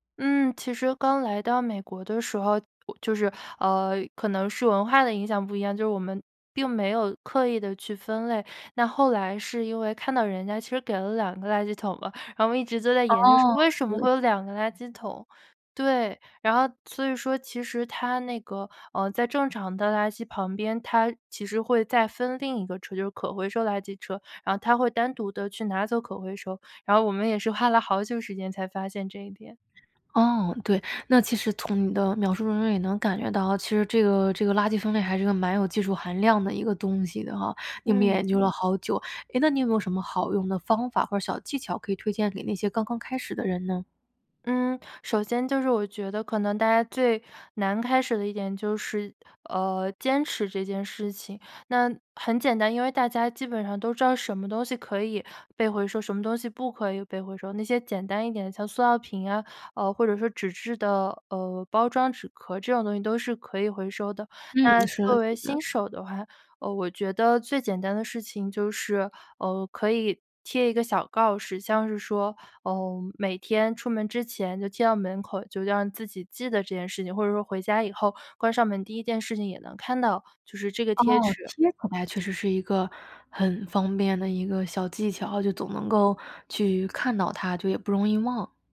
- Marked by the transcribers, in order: other background noise
- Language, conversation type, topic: Chinese, podcast, 你家是怎么做垃圾分类的？